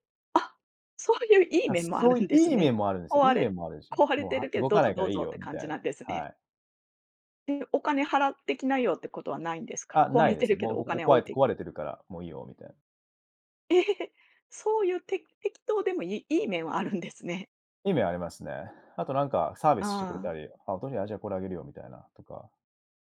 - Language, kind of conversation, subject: Japanese, podcast, 新しい文化に馴染むとき、何を一番大切にしますか？
- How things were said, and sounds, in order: tapping; laughing while speaking: "あるんですね"; unintelligible speech